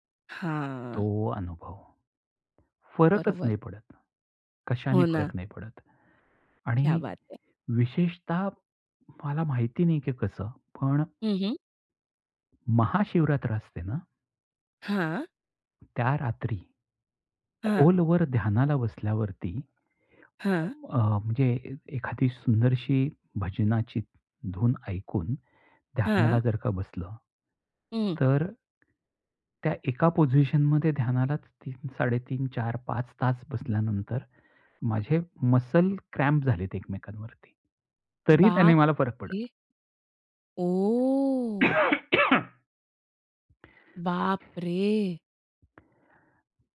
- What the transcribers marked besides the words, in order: other background noise; in Hindi: "क्या बात है!"; other noise; tapping; in English: "मसल क्रॅम्प"; surprised: "बापरे!"; drawn out: "ओह!"; cough
- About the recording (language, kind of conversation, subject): Marathi, podcast, संगीताच्या लयींत हरवण्याचा तुमचा अनुभव कसा असतो?